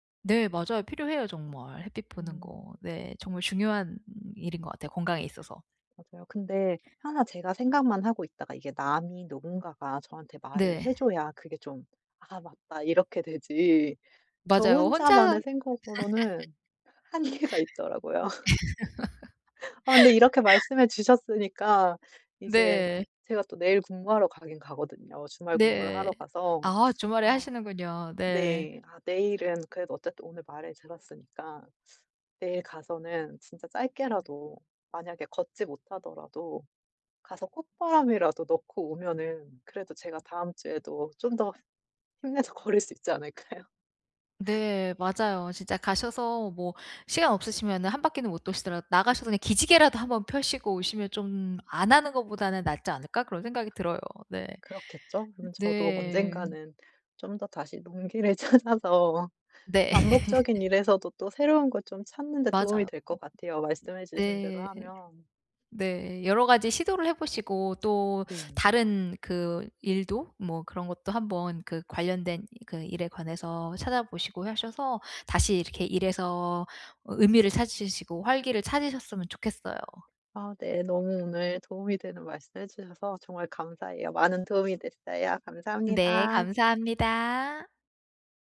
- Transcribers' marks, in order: laughing while speaking: "한계가 있더라고요"; laugh; laughing while speaking: "걸을 수 있지 않을까요?"; laugh; tapping; laughing while speaking: "찾아서"; laugh
- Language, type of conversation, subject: Korean, advice, 반복적인 업무 때문에 동기가 떨어질 때, 어떻게 일에서 의미를 찾을 수 있을까요?